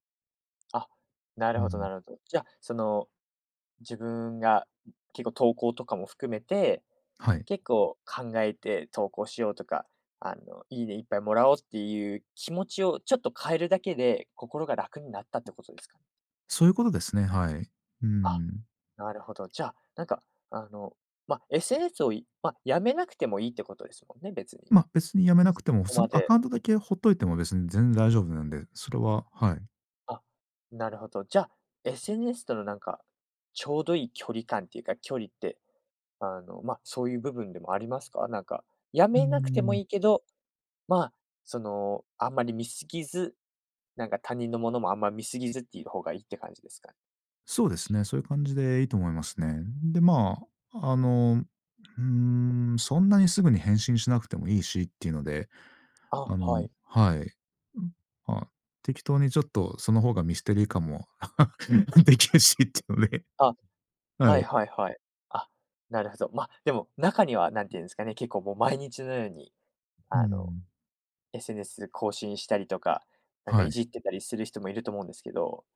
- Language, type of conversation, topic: Japanese, podcast, SNSと気分の関係をどう捉えていますか？
- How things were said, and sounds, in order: other background noise; tapping; chuckle; laughing while speaking: "できるしっていうので"